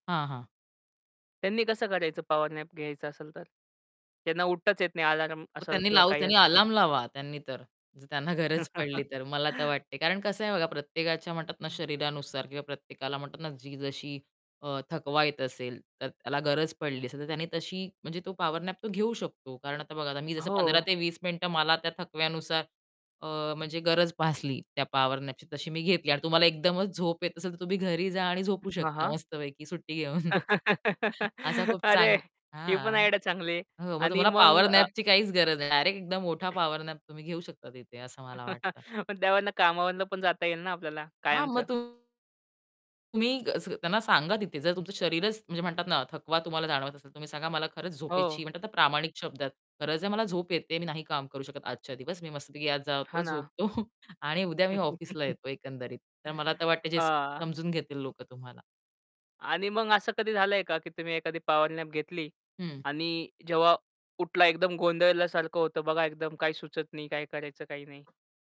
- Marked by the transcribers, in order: static; in English: "नॅप"; chuckle; in English: "नॅप"; tapping; distorted speech; other background noise; chuckle; laughing while speaking: "घेऊन"; chuckle; in English: "आयडिया"; in English: "नॅपची"; in English: "नॅप"; chuckle; laughing while speaking: "झोपतो"; chuckle; in English: "नॅप"
- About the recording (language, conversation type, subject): Marathi, podcast, लहानशी डुलकी घेतल्यावर तुमचा अनुभव कसा असतो?
- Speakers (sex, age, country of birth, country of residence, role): female, 30-34, India, India, guest; male, 25-29, India, India, host